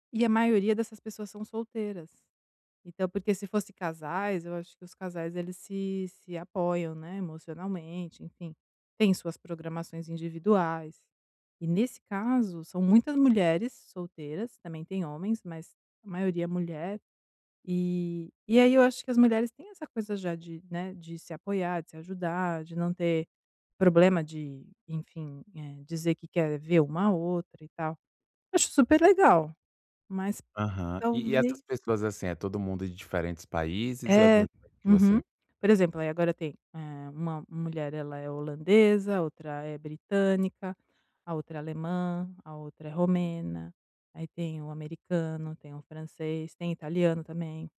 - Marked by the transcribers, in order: none
- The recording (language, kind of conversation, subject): Portuguese, advice, Como posso aceitar mudanças inesperadas e seguir em frente?